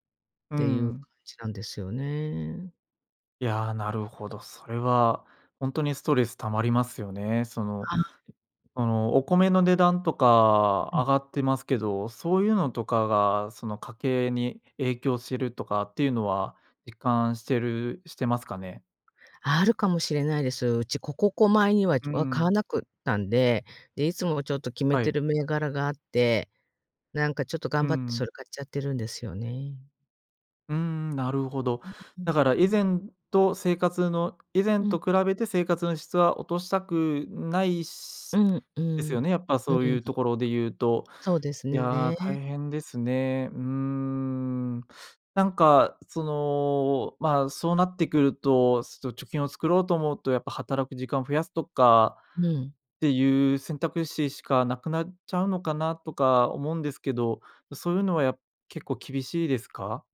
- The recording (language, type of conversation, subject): Japanese, advice, 毎月赤字で貯金が増えないのですが、どうすれば改善できますか？
- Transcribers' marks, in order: other background noise